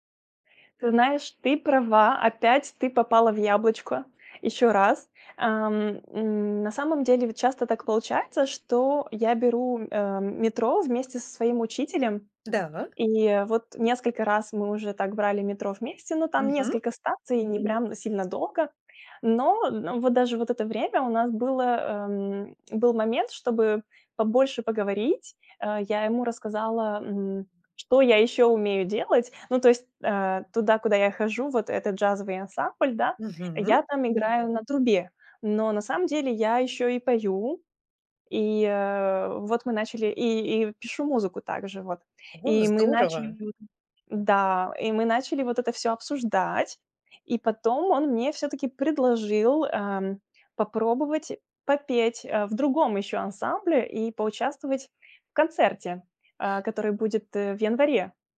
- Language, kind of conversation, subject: Russian, advice, Как заводить новые знакомства и развивать отношения, если у меня мало времени и энергии?
- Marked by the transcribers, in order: other background noise; background speech; tapping